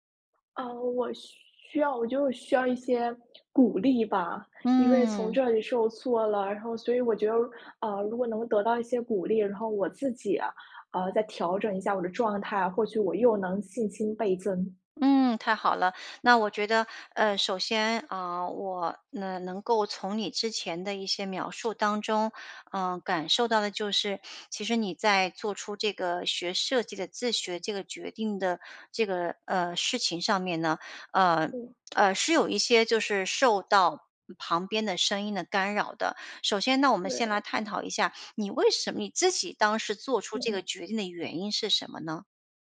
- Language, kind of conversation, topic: Chinese, advice, 被批评后，你的创作自信是怎样受挫的？
- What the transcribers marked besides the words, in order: lip smack